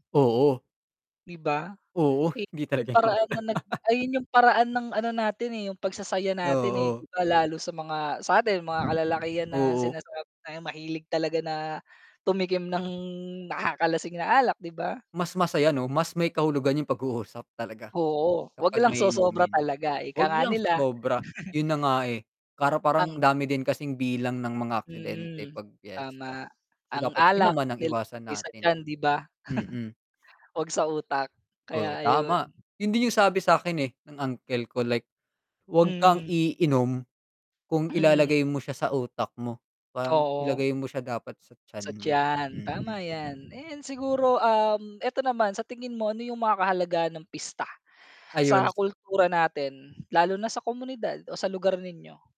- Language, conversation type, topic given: Filipino, unstructured, Ano ang kasiyahang hatid ng pagdiriwang ng pista sa inyong lugar?
- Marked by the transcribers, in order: other background noise; chuckle; wind; static; chuckle; distorted speech; chuckle